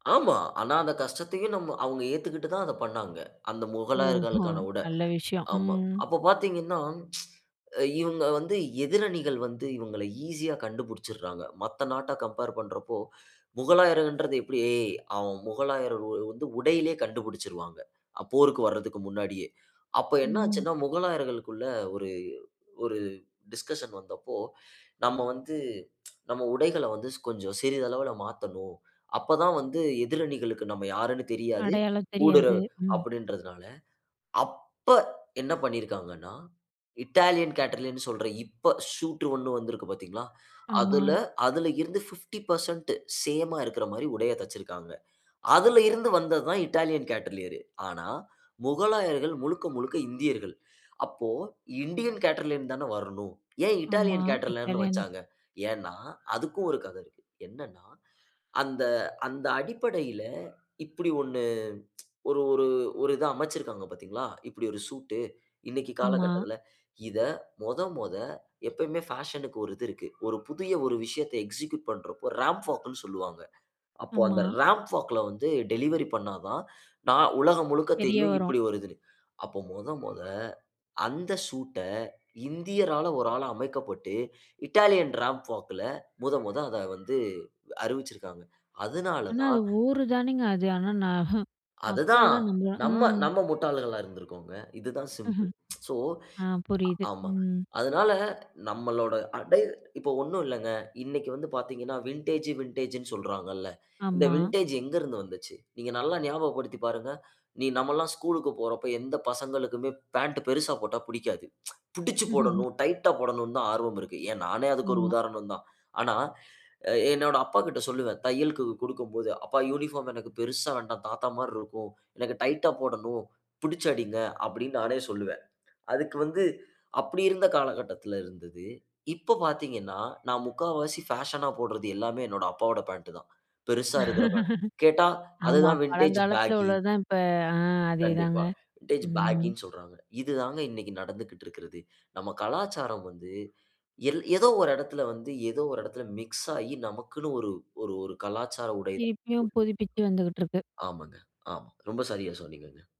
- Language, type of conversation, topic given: Tamil, podcast, தங்கள் பாரம்பரிய உடைகளை நீங்கள் எப்படிப் பருவத்துக்கும் சந்தர்ப்பத்துக்கும் ஏற்றபடி அணிகிறீர்கள்?
- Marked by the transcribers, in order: chuckle; in English: "இட்டாலியன் கேட்டரலியர்னு"; in English: "பிஃப்டி பெர்சன்ட்"; other background noise; in English: "இட்டாலியன் கேட்டலியர்ரு"; background speech; in English: "இன்டியன் கேட்டரலியர்னு"; other street noise; in English: "இட்டாலியன் கேட்டரலியர்னு"; in English: "எக்ஸிக்யூட்"; in English: "ராம்ப் வாக்குன்னு"; in English: "ராம்ப் வாக்ல"; in English: "இட்டாலியன் ராம்ப் வாக்‌ல"; chuckle; chuckle; in English: "வின்டேஜ் வின்டேஜ்ன்னு"; in English: "வின்டேஜ்"; chuckle; laugh; in English: "வின்டேஜ் பேகி"; in English: "வின்டேஜ் பேகின்னு"